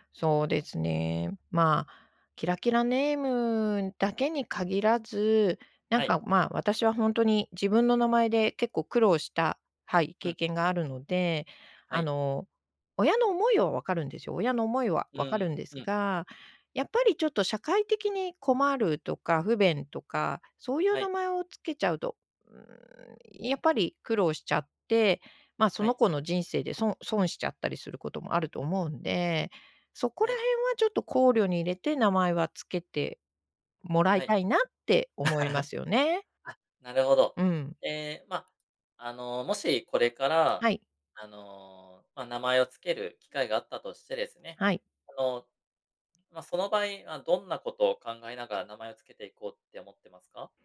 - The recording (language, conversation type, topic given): Japanese, podcast, 名前の由来や呼び方について教えてくれますか？
- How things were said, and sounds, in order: chuckle